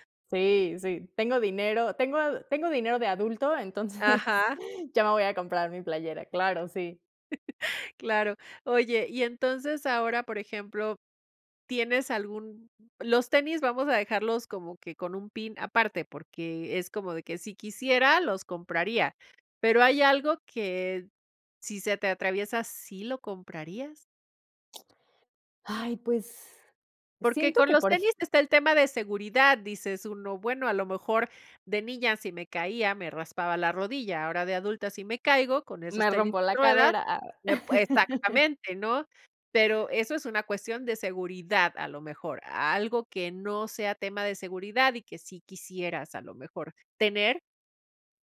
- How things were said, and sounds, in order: chuckle; other background noise; giggle
- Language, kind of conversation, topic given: Spanish, podcast, ¿Cómo influye la nostalgia en ti al volver a ver algo antiguo?